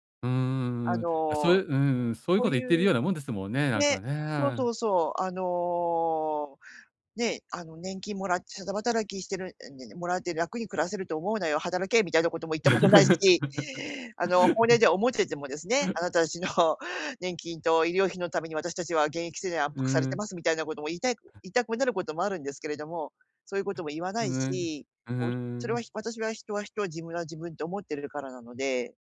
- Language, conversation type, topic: Japanese, advice, 周囲からの圧力にどう対処して、自分を守るための境界線をどう引けばよいですか？
- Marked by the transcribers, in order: unintelligible speech; laugh; tapping